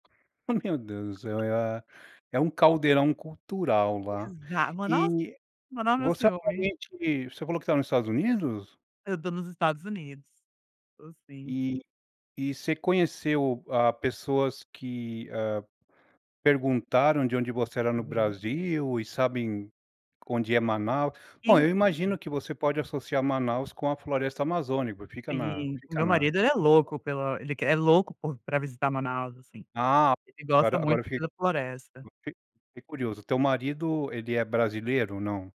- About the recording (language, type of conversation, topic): Portuguese, podcast, Como você lida com piadas ou estereótipos sobre a sua cultura?
- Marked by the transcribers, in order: other background noise